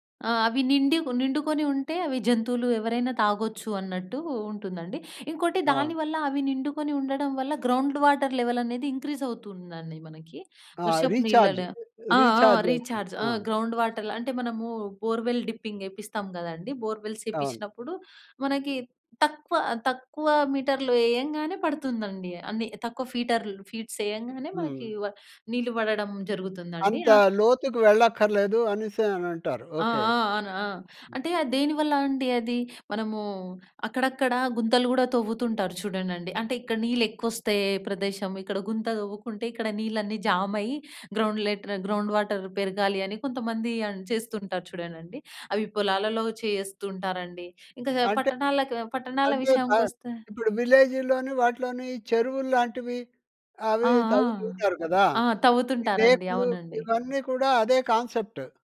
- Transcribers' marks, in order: in English: "గ్రౌండ్ వాటర్ లెవెల్"; in English: "ఇంక్రీజ్"; in English: "రీచార్జ్, రీచార్జ్"; other background noise; in English: "రీచార్జ్"; in English: "గ్రౌండ్"; in English: "బోర్వెల్ డిప్పింగ్"; in English: "బోర్వెల్స్"; in English: "ఫీట్స్"; other noise; in English: "గ్రౌండ్"; in English: "గ్రౌండ్ వాటర్"; sniff; in English: "కాన్సెప్ట్"
- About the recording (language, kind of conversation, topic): Telugu, podcast, వర్షపు నీటిని సేకరించడానికి మీకు తెలియిన సులభమైన చిట్కాలు ఏమిటి?